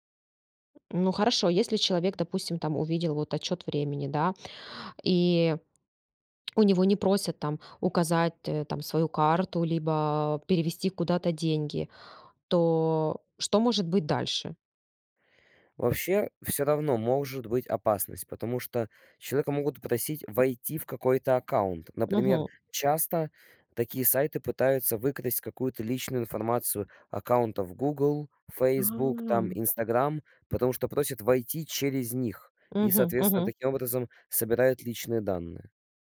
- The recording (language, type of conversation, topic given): Russian, podcast, Как отличить надёжный сайт от фейкового?
- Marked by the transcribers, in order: other background noise; tsk; tapping; drawn out: "А!"